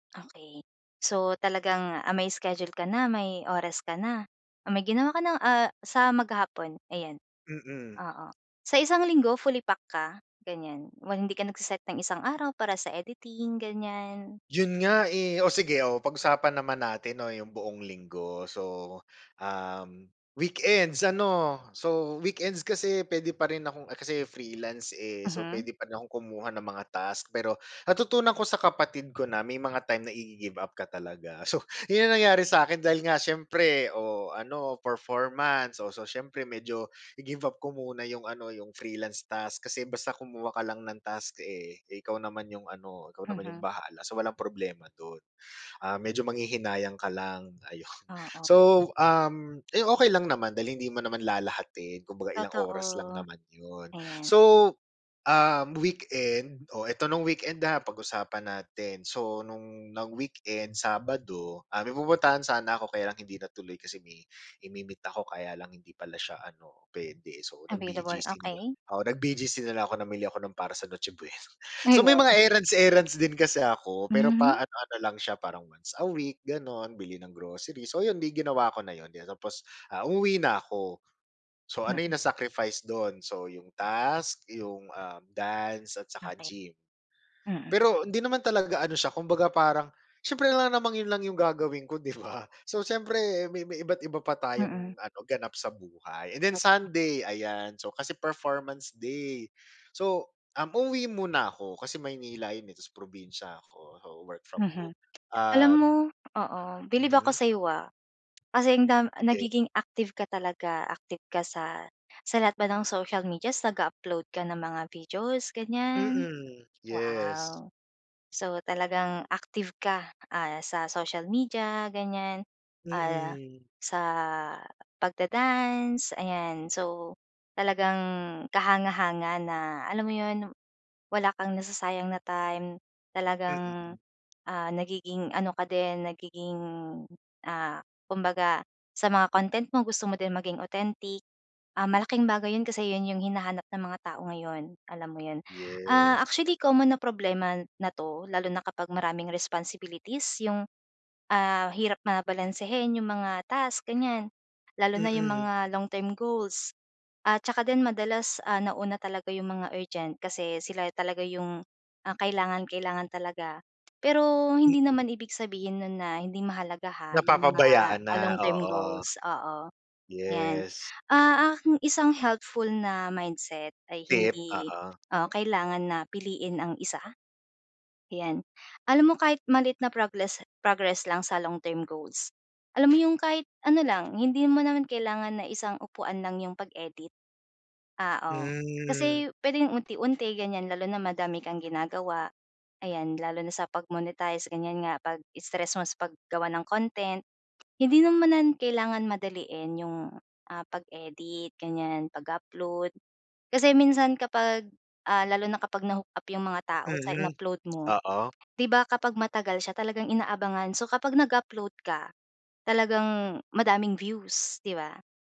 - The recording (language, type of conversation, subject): Filipino, advice, Paano ko mababalanse ang mga agarang gawain at mga pangmatagalang layunin?
- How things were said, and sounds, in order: laughing while speaking: "So"; laughing while speaking: "ayun"; laughing while speaking: "Noche Buena"; laughing while speaking: "di ba?"; tapping; other noise